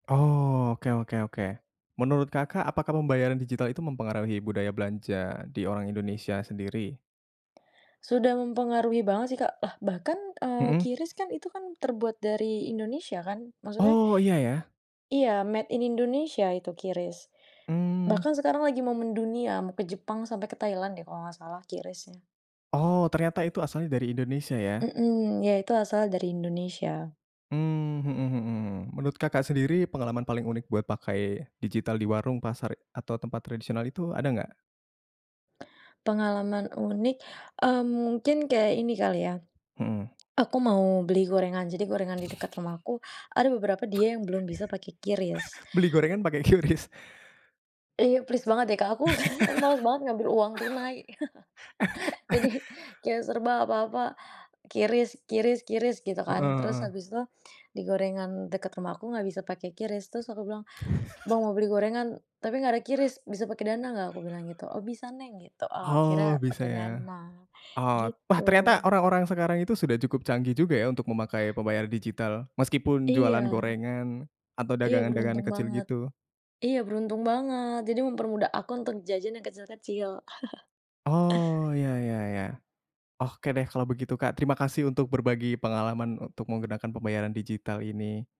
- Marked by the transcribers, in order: in English: "made in"; chuckle; laughing while speaking: "QRIS?"; laugh; chuckle; chuckle; tapping; chuckle; chuckle
- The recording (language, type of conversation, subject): Indonesian, podcast, Bagaimana pengalamanmu menggunakan pembayaran digital dalam kehidupan sehari-hari?